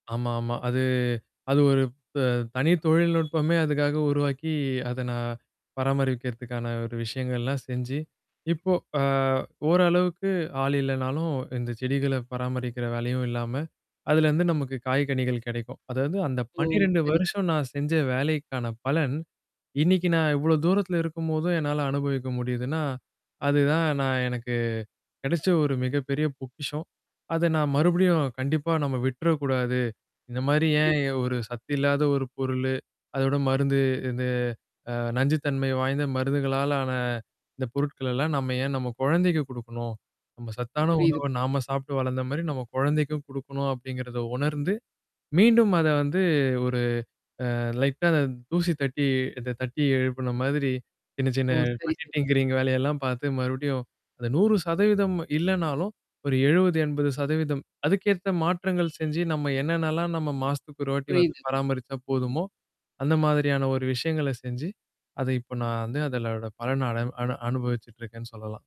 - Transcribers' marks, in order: static; drawn out: "அது"; other background noise; drawn out: "அ"; distorted speech; in English: "லைட்டா"; in English: "டிங்கிரீங்"; "அதனோட" said as "அதலோட"
- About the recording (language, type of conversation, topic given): Tamil, podcast, மீண்டும் தொடங்க முடிவு எடுக்க உங்களைத் தூண்டிய முக்கிய தருணம் எது?